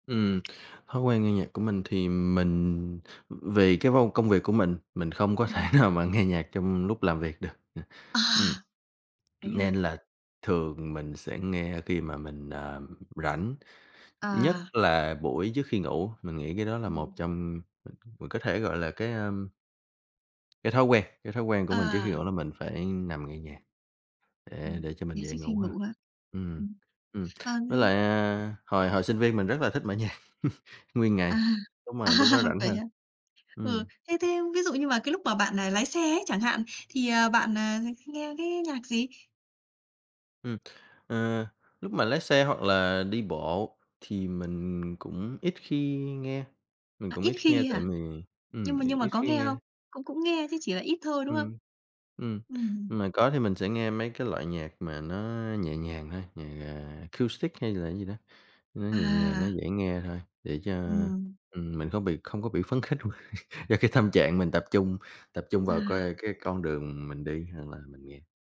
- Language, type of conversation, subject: Vietnamese, podcast, Bạn nghe nhạc quốc tế hay nhạc Việt nhiều hơn?
- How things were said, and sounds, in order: laughing while speaking: "có thể nào"; unintelligible speech; laugh; laughing while speaking: "À"; tapping; laughing while speaking: "quá"; laugh